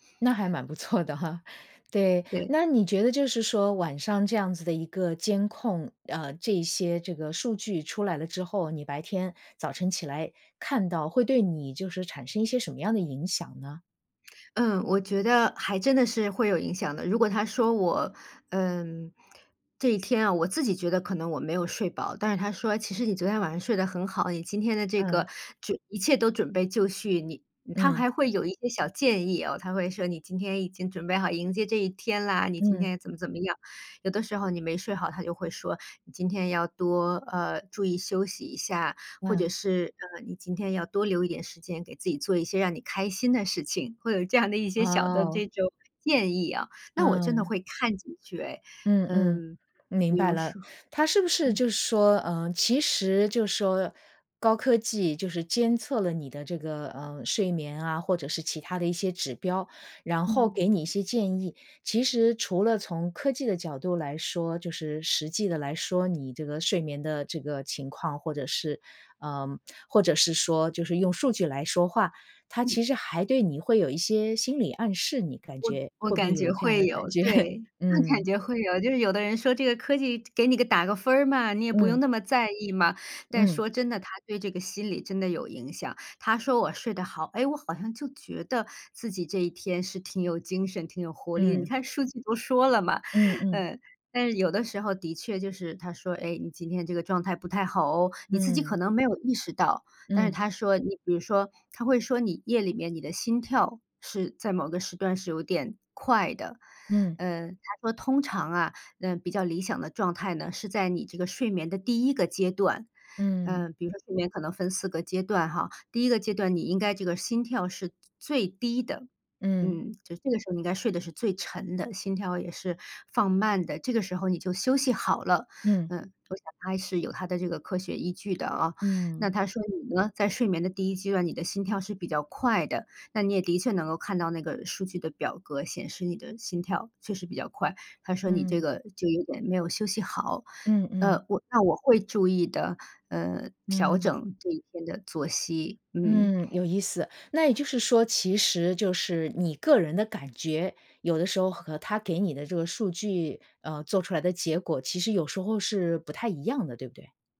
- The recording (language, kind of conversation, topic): Chinese, podcast, 你平时会怎么平衡使用电子设备和睡眠？
- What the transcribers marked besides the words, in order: laughing while speaking: "错"; other background noise; laughing while speaking: "这样的"; chuckle; laughing while speaking: "我"